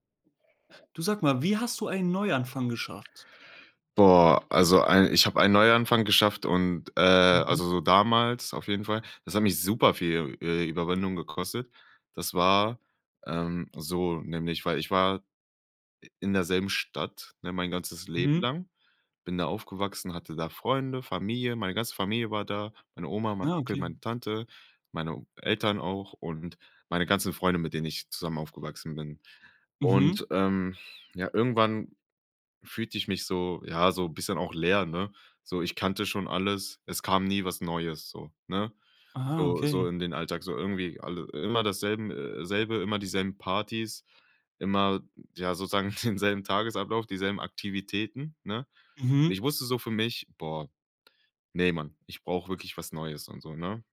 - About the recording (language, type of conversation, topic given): German, podcast, Wie hast du einen Neuanfang geschafft?
- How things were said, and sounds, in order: none